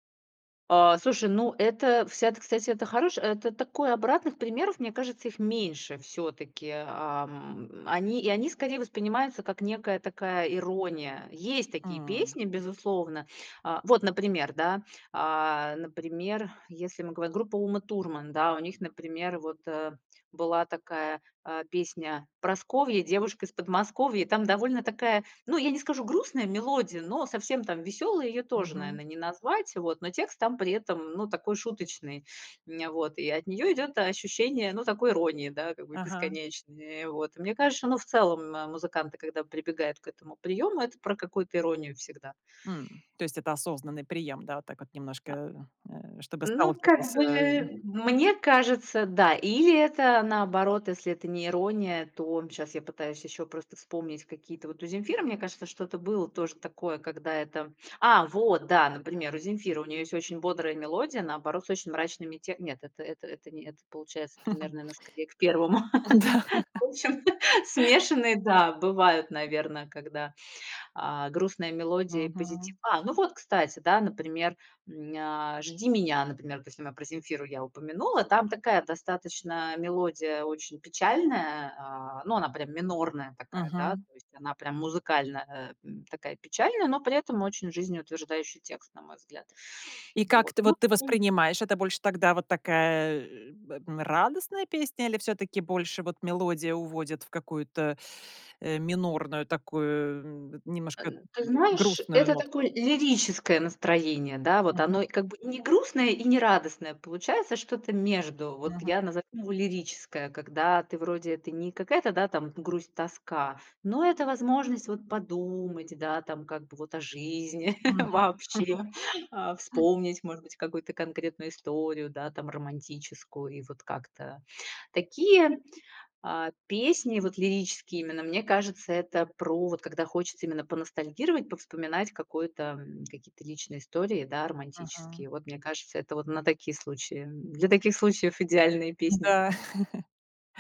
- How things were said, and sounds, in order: chuckle; laughing while speaking: "Да"; other background noise; chuckle; laughing while speaking: "В общем, смешанные"; tapping; unintelligible speech; chuckle; laughing while speaking: "вообще"; chuckle; chuckle
- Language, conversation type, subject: Russian, podcast, Какая музыка поднимает тебе настроение?